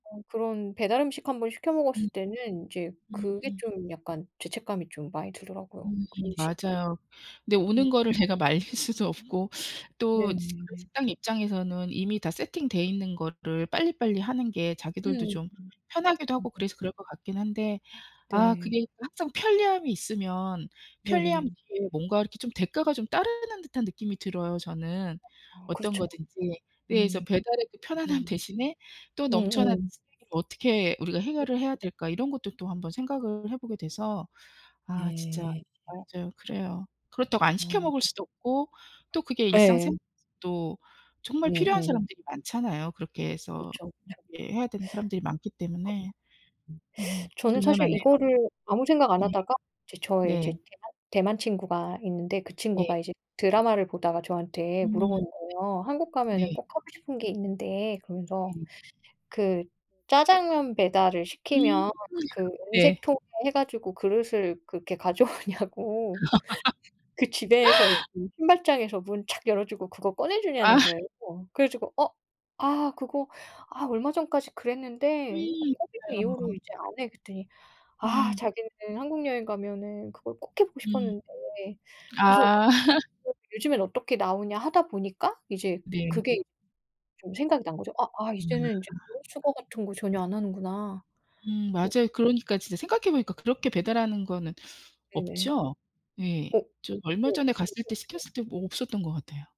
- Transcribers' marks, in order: other background noise; tapping; unintelligible speech; unintelligible speech; unintelligible speech; other noise; laughing while speaking: "가져오냐고"; laugh; laughing while speaking: "아"; laughing while speaking: "아"; unintelligible speech
- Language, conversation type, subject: Korean, unstructured, 쓰레기를 줄이기 위해 우리는 어떤 노력을 할 수 있을까요?